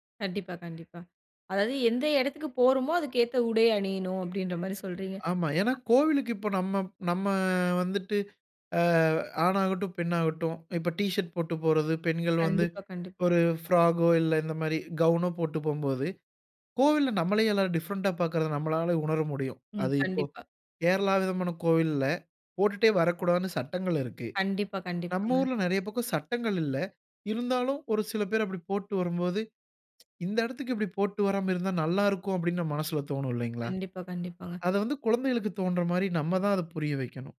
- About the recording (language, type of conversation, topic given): Tamil, podcast, குழந்தைகளுக்கு கலாச்சார உடை அணியும் மரபை நீங்கள் எப்படி அறிமுகப்படுத்துகிறீர்கள்?
- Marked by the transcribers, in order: other background noise; other noise; in English: "ஃப்ராகோ"; in English: "கவுனோ"; in English: "டிஃபரண்ட்‌டா"; tsk